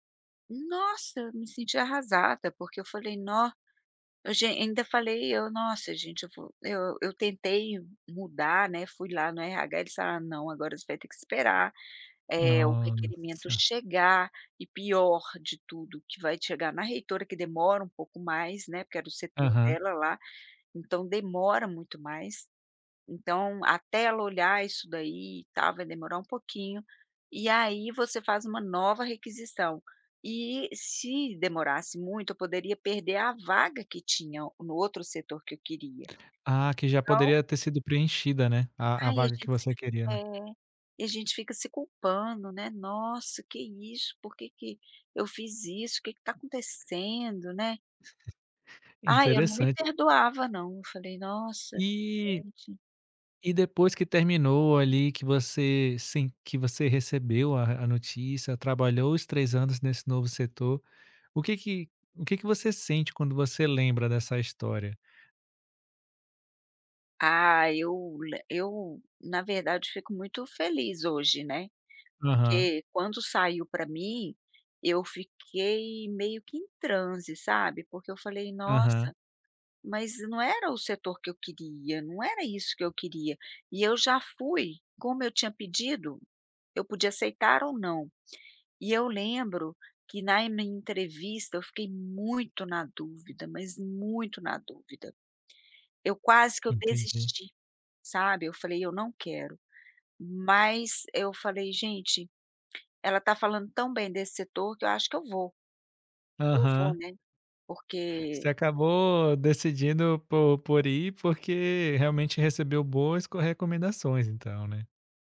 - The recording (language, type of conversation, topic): Portuguese, podcast, Quando foi que um erro seu acabou abrindo uma nova porta?
- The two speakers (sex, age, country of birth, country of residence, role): female, 55-59, Brazil, United States, guest; male, 35-39, Brazil, France, host
- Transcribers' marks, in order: tapping; other background noise; chuckle